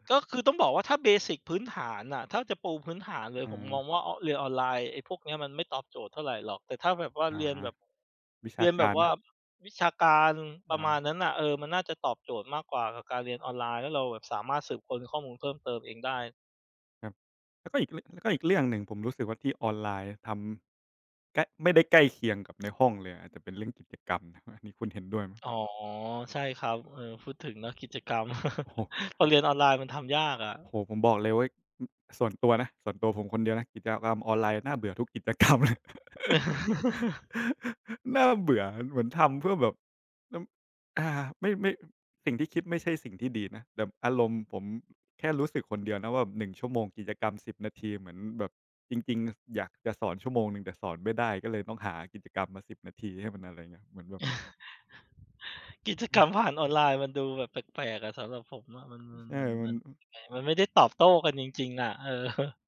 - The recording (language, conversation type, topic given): Thai, unstructured, คุณคิดว่าการเรียนออนไลน์ดีกว่าการเรียนในห้องเรียนหรือไม่?
- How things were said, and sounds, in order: in English: "เบสิก"; other background noise; chuckle; laughing while speaking: "เลย"; laughing while speaking: "เออ"; chuckle